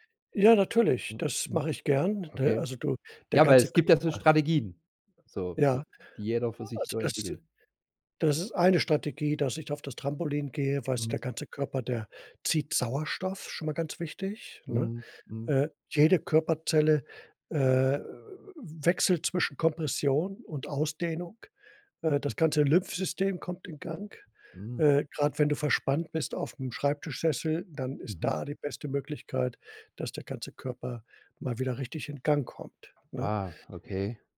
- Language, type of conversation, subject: German, podcast, Wie gelingt es dir, auch im Homeoffice wirklich abzuschalten?
- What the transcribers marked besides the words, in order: other noise; stressed: "da"